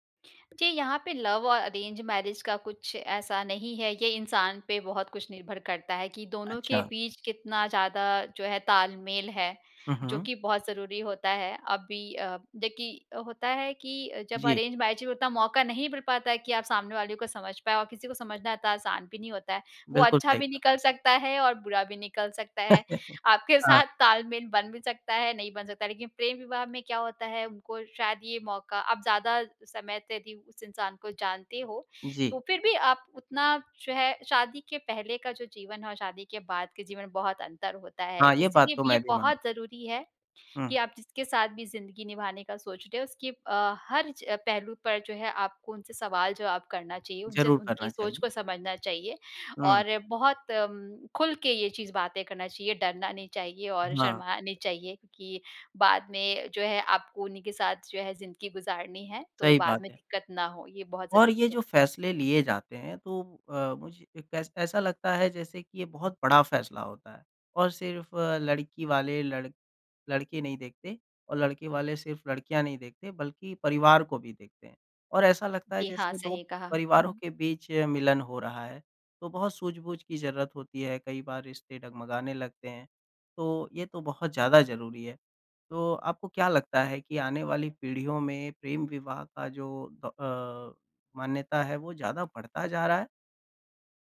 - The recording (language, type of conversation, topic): Hindi, podcast, शादी या रिश्ते को लेकर बड़े फैसले आप कैसे लेते हैं?
- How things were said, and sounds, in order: in English: "लव"; in English: "अरेंज मैरेज"; tapping; in English: "अरेंज मैरेज"; laugh; laughing while speaking: "आपके साथ"